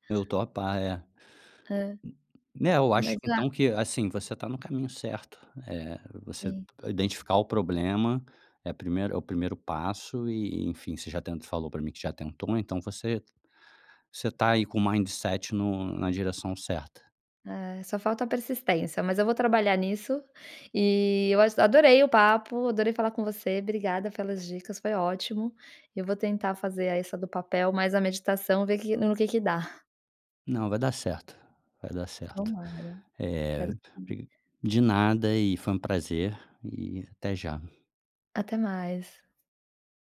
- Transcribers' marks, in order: in English: "mindset"; tapping; unintelligible speech
- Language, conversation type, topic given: Portuguese, advice, Como lidar com o estresse ou a ansiedade à noite que me deixa acordado até tarde?